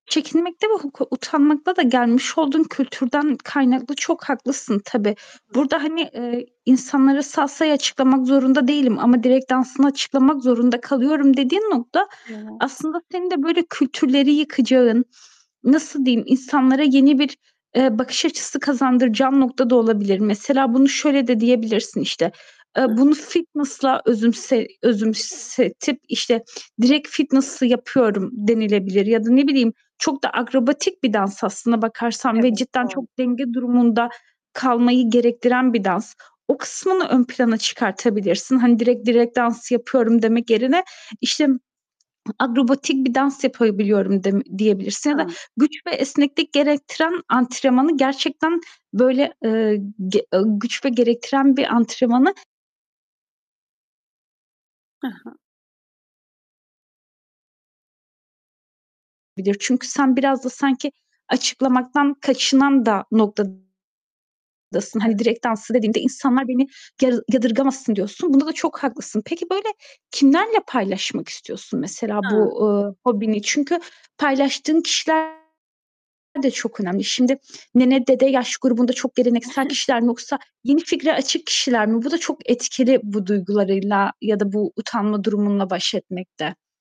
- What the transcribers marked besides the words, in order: static; distorted speech; unintelligible speech; other background noise; unintelligible speech; tapping; chuckle
- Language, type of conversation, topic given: Turkish, advice, Yeni ilgi alanımı ya da hobimi çevremdekilere söylemekten neden utanıyorum?
- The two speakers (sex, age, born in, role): female, 30-34, Turkey, advisor; female, 30-34, Turkey, user